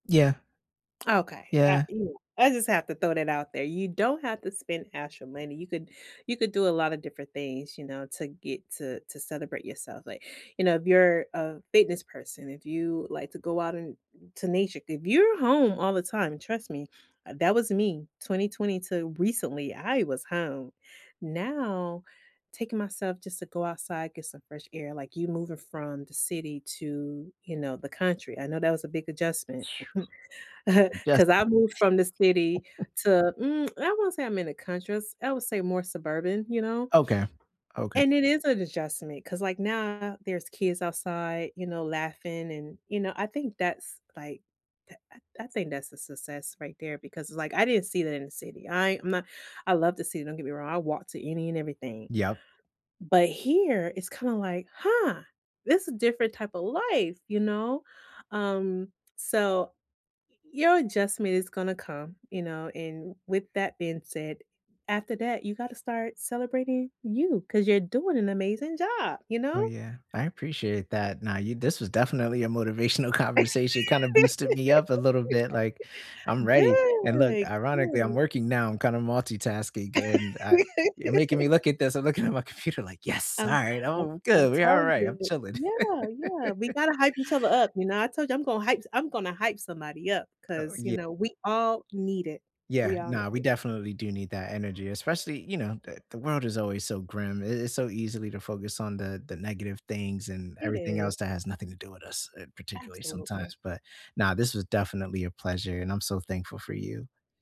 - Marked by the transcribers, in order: other background noise; other noise; chuckle; laugh; chuckle; tsk; laugh; laugh; laugh
- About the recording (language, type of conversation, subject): English, unstructured, What is the best way to celebrate a success at work?
- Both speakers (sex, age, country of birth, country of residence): female, 45-49, United States, United States; male, 35-39, United States, United States